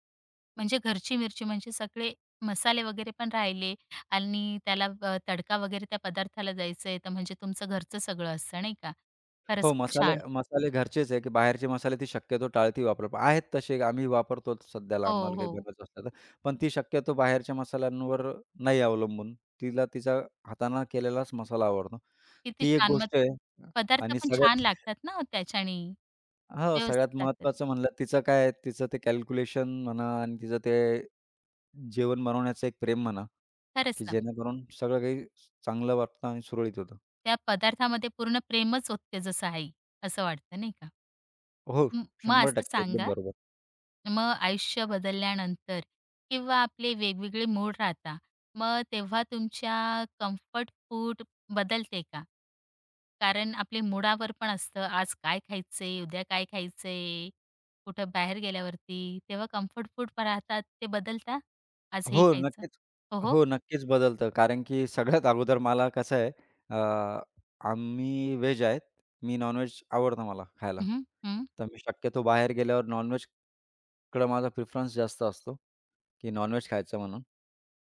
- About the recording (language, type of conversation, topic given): Marathi, podcast, कठीण दिवसानंतर तुम्हाला कोणता पदार्थ सर्वाधिक दिलासा देतो?
- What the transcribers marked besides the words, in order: other noise; tapping; other background noise; laughing while speaking: "सगळ्यात अगोदर मला"; in English: "नॉनव्हेज"; in English: "नॉनव्हेज"; in English: "नॉनव्हेज"